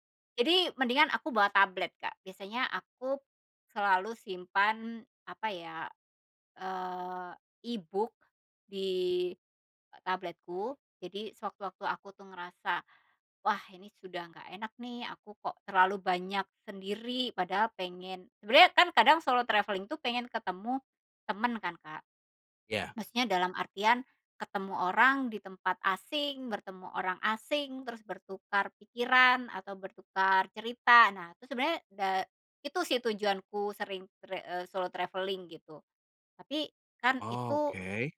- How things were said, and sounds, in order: in English: "e-book"; in English: "solo travelling"; in English: "solo travelling"
- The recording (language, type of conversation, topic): Indonesian, podcast, Pernahkah kamu merasa kesepian saat bepergian sendirian, dan bagaimana kamu mengatasinya?